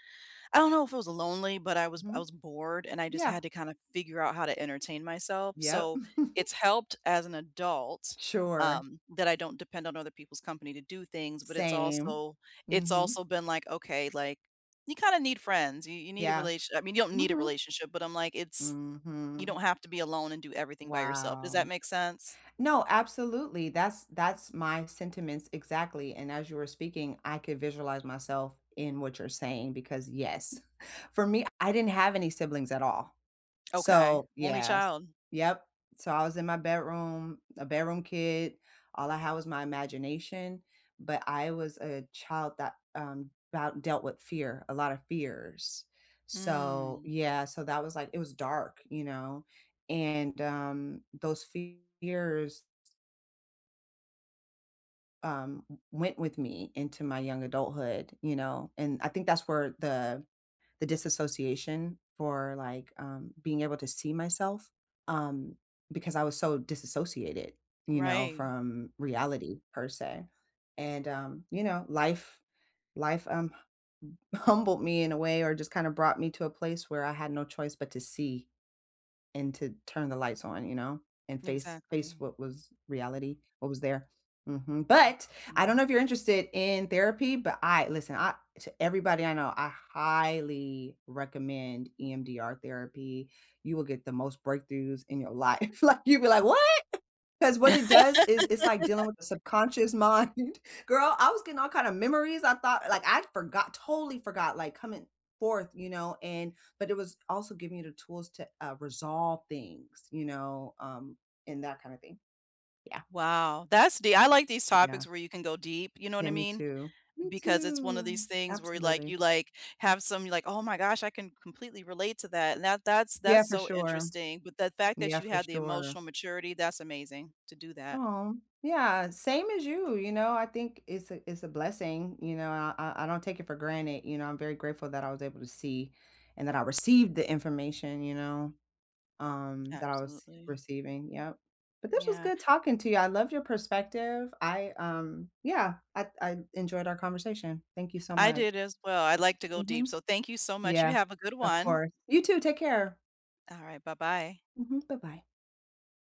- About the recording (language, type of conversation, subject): English, unstructured, What’s the biggest surprise you’ve had about learning as an adult?
- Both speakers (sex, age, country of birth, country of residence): female, 40-44, United States, United States; female, 40-44, United States, United States
- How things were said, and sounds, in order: chuckle; other background noise; laughing while speaking: "humbled"; laughing while speaking: "life. Like"; laugh; laughing while speaking: "mind"; singing: "Me too"; tapping